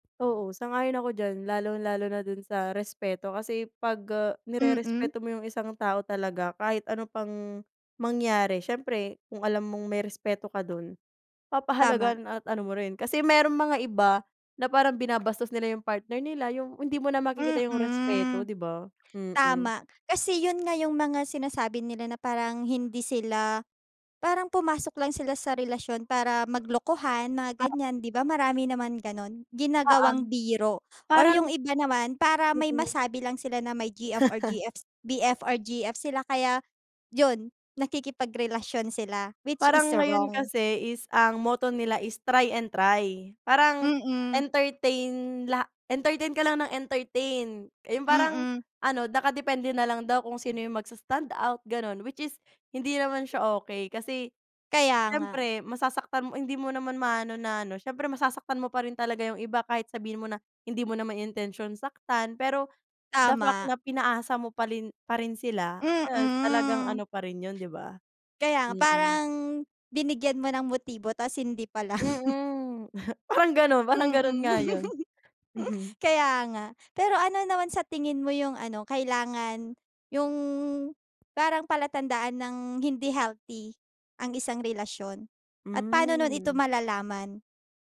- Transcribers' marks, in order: other background noise; tapping; chuckle; drawn out: "Mm"; laugh; laughing while speaking: "parang gano'n"; laughing while speaking: "Mm"; drawn out: "yung"
- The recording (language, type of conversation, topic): Filipino, unstructured, Paano mo malalaman kung handa ka na sa isang relasyon, at ano ang pinakamahalagang katangian na hinahanap mo sa isang kapareha?